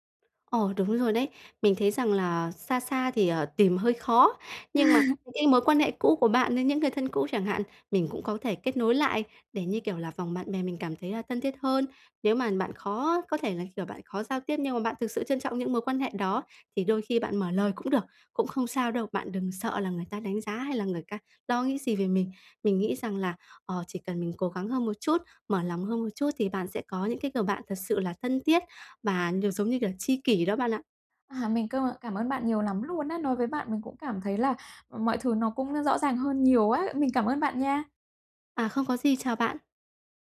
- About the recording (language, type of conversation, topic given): Vietnamese, advice, Mình nên làm gì khi thấy khó kết nối với bạn bè?
- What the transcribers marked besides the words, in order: tapping; laugh